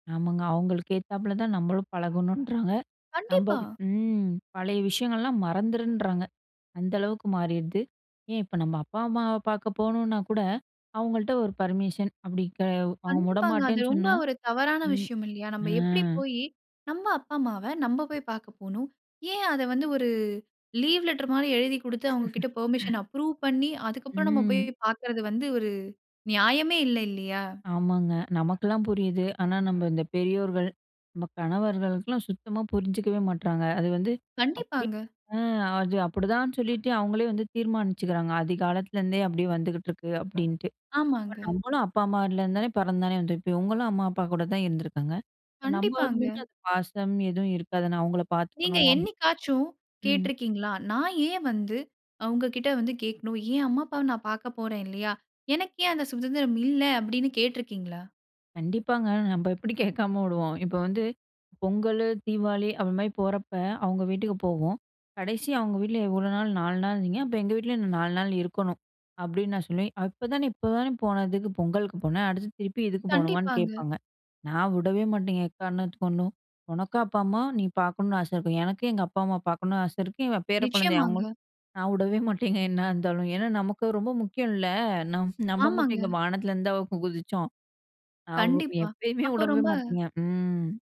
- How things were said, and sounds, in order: in English: "பர்மிஷன்"; chuckle; in English: "பெர்மிஷன் அப்ரூவ்"
- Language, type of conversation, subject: Tamil, podcast, வாழ்க்கையில் சுதந்திரம் முக்கியமா, நிலைபாடு முக்கியமா?